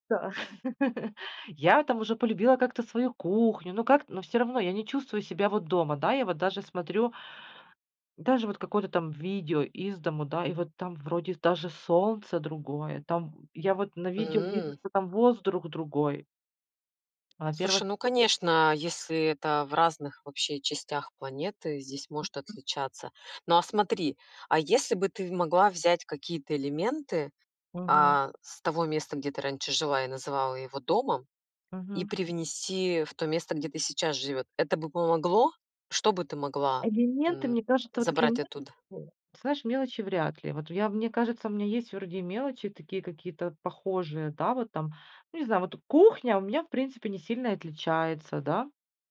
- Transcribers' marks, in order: laugh; "воздух" said as "воздрух"; tapping; other background noise; unintelligible speech
- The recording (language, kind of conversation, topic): Russian, podcast, Как переезд повлиял на твоё ощущение дома?